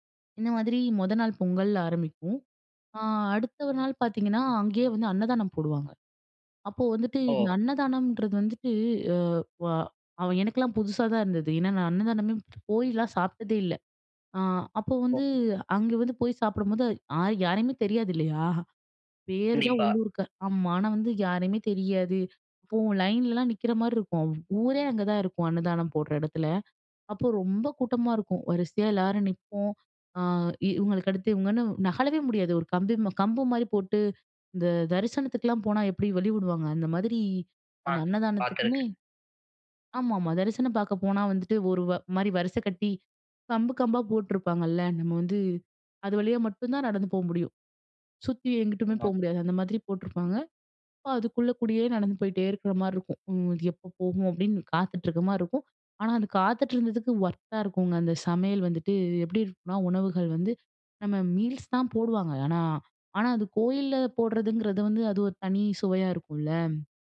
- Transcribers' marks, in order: in English: "லைன்லல்லாம்"; drawn out: "அ"; "ஆனால" said as "ஆனா"; in English: "ஒர்த்தா"; in English: "மீல்ஸ்"
- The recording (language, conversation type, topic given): Tamil, podcast, உங்கள் ஊரில் உங்களால் மறக்க முடியாத உள்ளூர் உணவு அனுபவம் எது?